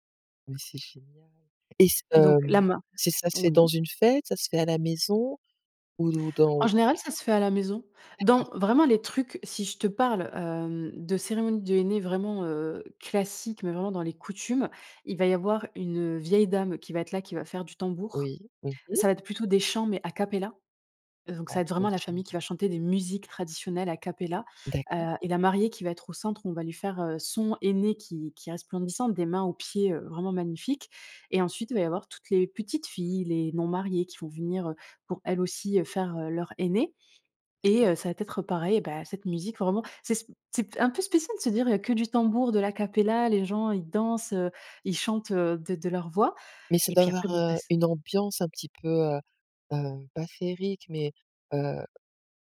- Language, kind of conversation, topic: French, podcast, Comment célèbre-t-on les grandes fêtes chez toi ?
- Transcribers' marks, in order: none